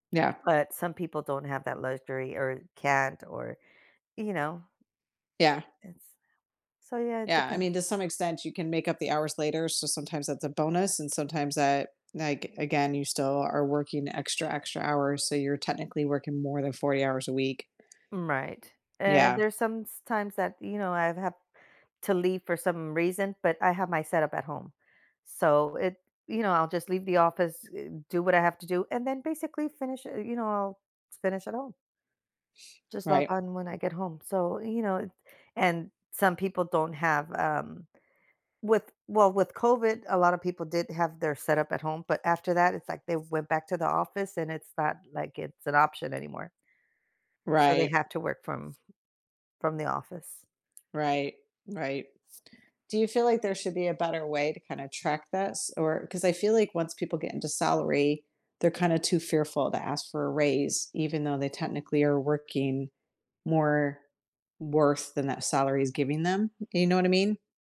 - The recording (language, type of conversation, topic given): English, unstructured, What do you think about unpaid overtime at work?
- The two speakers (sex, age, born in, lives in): female, 45-49, United States, United States; female, 45-49, United States, United States
- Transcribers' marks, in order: throat clearing; tapping; "sometimes" said as "somestimes"; other background noise